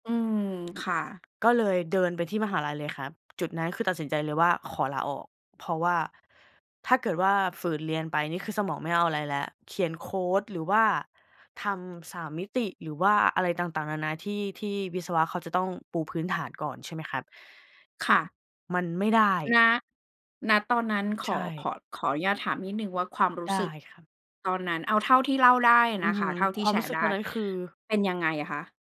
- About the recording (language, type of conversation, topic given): Thai, podcast, คุณเคยล้มเหลวครั้งหนึ่งแล้วลุกขึ้นมาได้อย่างไร?
- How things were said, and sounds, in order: none